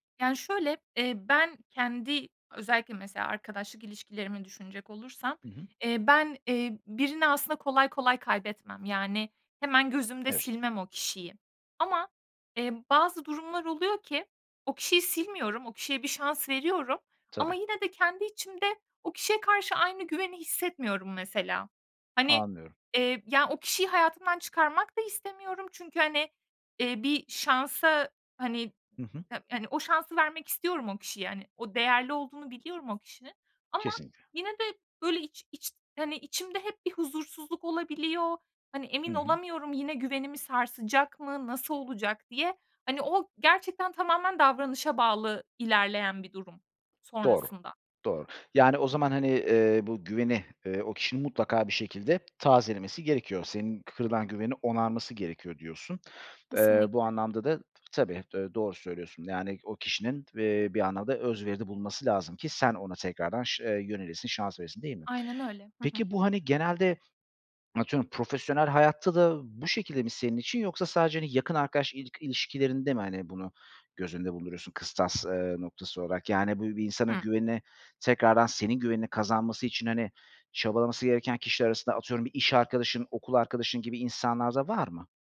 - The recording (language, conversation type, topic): Turkish, podcast, Güven kırıldığında, güveni yeniden kurmada zaman mı yoksa davranış mı daha önemlidir?
- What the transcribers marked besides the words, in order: other background noise; tapping